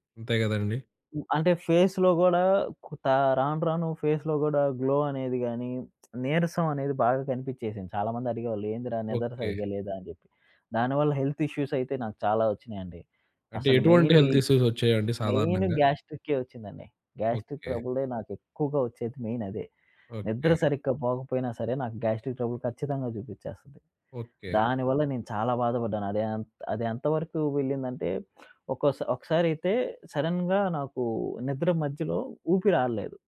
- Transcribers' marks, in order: in English: "ఫేస్‌లో"; in English: "ఫేస్‌లో"; in English: "గ్లో"; lip smack; in English: "హెల్త్ ఇష్యూస్"; in English: "హెల్త్ ఇష్యూస్"; in English: "మెయిన్"; in English: "మెయిన్"; in English: "గ్యాస్ట్రిక్"; in English: "మెయిన్"; in English: "గ్యాస్ట్రిక్ ట్రబుల్"; in English: "సడెన్‌గా"
- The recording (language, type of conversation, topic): Telugu, podcast, మీ నిద్రలో చేసిన చిన్న మార్పులు మీ జీవితాన్ని ఎలా మార్చాయో చెప్పగలరా?